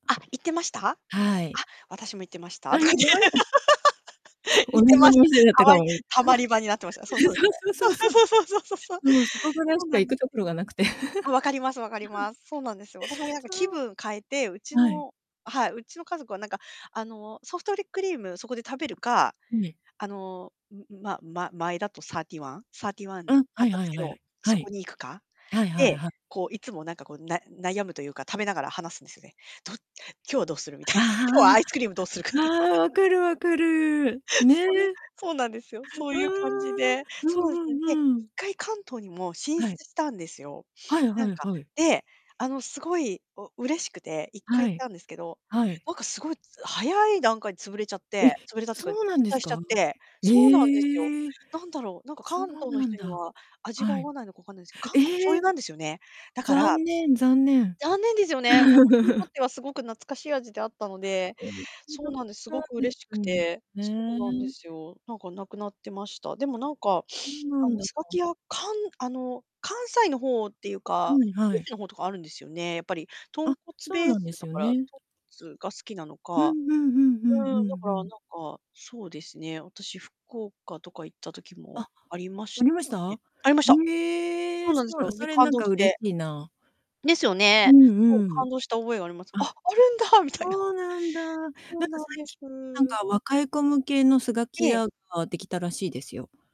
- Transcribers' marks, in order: distorted speech; laughing while speaking: "あ、いました？"; laughing while speaking: "とか言って 行ってました。た … そう そう そう"; laugh; laughing while speaking: "同じお店だったかも。 ええ、そう そう そう そう"; chuckle; laugh; "ソフトクリーム" said as "ソフトリクリーム"; laughing while speaking: "みたいな、今日はアイスクリームどうするかって"; laugh; laughing while speaking: "それ、そうなんですよ"; sniff; other background noise; laugh; unintelligible speech; unintelligible speech; sniff
- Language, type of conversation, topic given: Japanese, unstructured, 地元の食べ物でおすすめは何ですか？